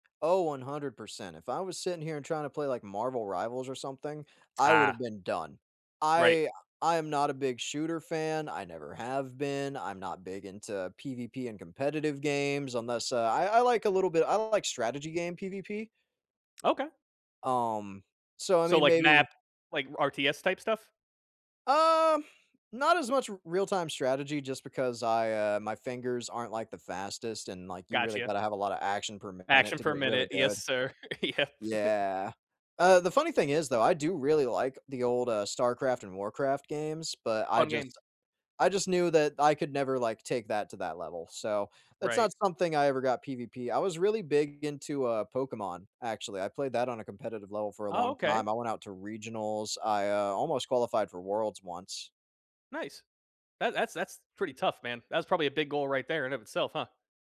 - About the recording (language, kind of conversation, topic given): English, unstructured, How do you stay motivated when working toward a big goal?
- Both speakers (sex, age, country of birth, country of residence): male, 30-34, United States, United States; male, 30-34, United States, United States
- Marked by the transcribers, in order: tapping; tsk; laughing while speaking: "Yep"; chuckle; other background noise